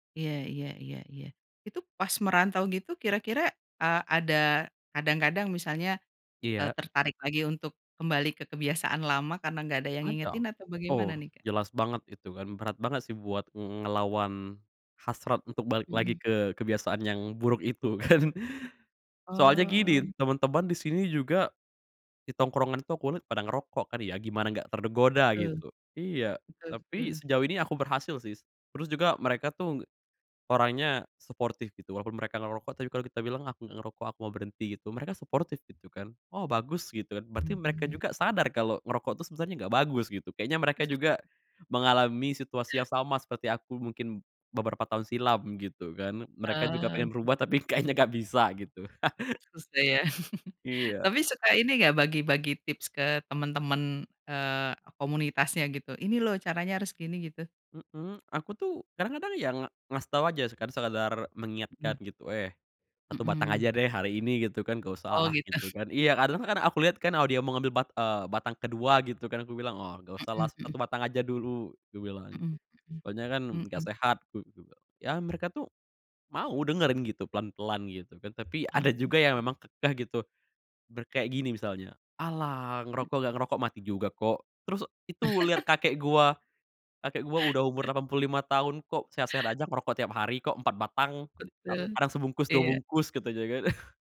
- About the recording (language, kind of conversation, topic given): Indonesian, podcast, Bisakah kamu menceritakan pengalamanmu saat mulai membangun kebiasaan sehat yang baru?
- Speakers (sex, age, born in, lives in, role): female, 45-49, Indonesia, Indonesia, host; male, 20-24, Indonesia, Hungary, guest
- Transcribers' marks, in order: laughing while speaking: "kan"; other background noise; chuckle; laughing while speaking: "kayaknya"; chuckle; chuckle; laugh; chuckle; chuckle